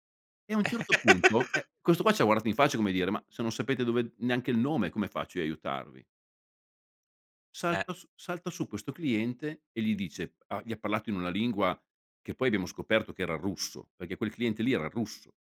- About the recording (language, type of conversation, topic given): Italian, podcast, Mi racconti di una volta in cui ti sei perso durante un viaggio: che cosa è successo?
- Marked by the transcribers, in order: laugh; tapping